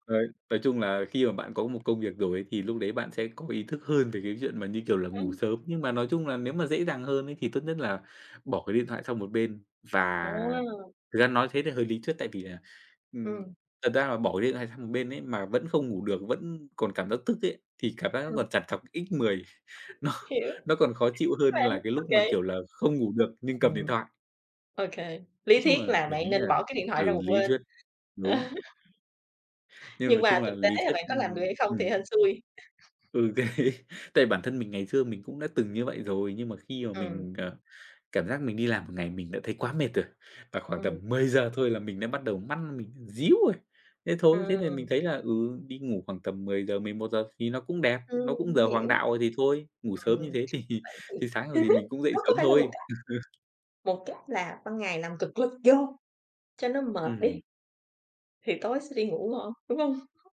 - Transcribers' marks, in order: other background noise; chuckle; laughing while speaking: "nó"; laugh; chuckle; laughing while speaking: "đấy"; chuckle; laughing while speaking: "thì"; chuckle; tapping
- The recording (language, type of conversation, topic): Vietnamese, podcast, Thói quen buổi sáng của bạn thường là gì?